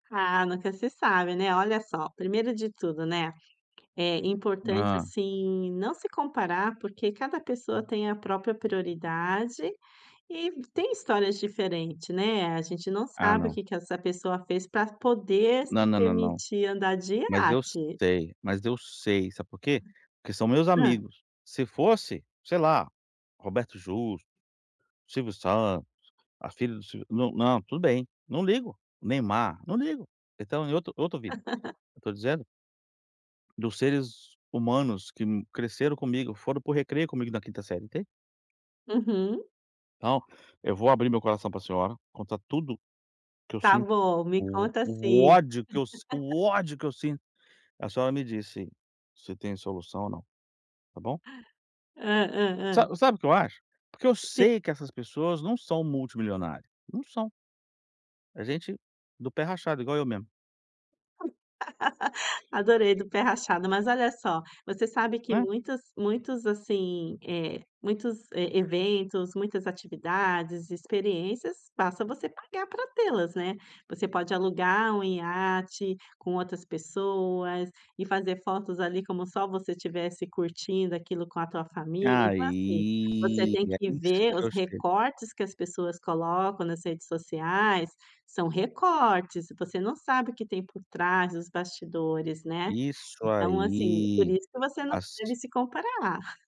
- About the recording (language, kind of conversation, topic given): Portuguese, advice, Como posso parar de me comparar com outras pessoas por causa do que elas têm?
- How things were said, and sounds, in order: laugh; laugh; laugh; chuckle